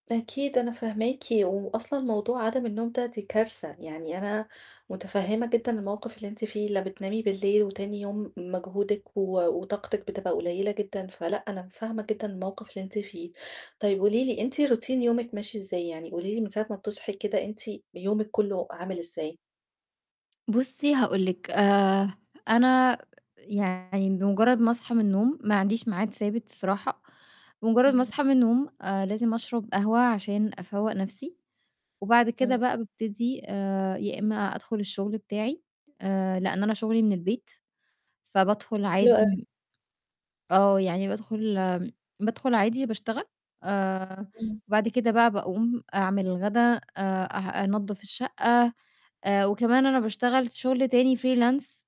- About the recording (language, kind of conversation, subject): Arabic, advice, إزاي أحسّن جودة نومي لما أقلّل استخدام الشاشات قبل النوم؟
- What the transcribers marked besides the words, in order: in English: "routine"; tapping; distorted speech; in English: "freelance"